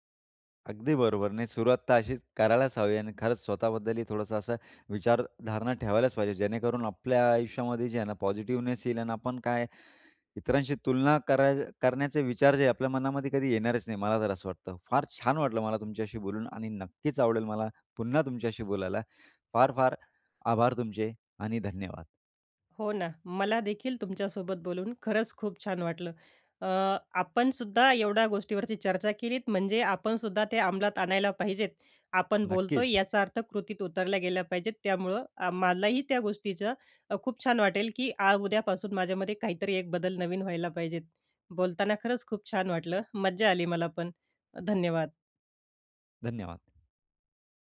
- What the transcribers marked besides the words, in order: in English: "पॉझिटिव्हनेस"; other noise; other background noise
- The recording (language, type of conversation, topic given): Marathi, podcast, इतरांशी तुलना कमी करण्याचा उपाय काय आहे?